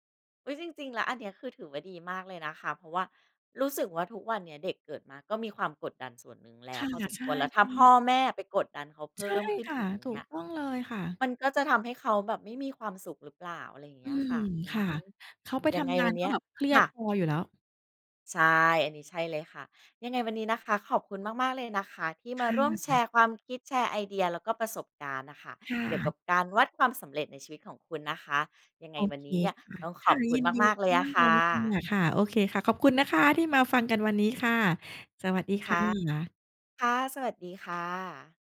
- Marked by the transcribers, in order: tapping
- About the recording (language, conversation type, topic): Thai, podcast, คุณวัดความสำเร็จในชีวิตยังไงบ้าง?
- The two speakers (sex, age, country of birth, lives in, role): female, 40-44, Thailand, Thailand, guest; female, 40-44, Thailand, Thailand, host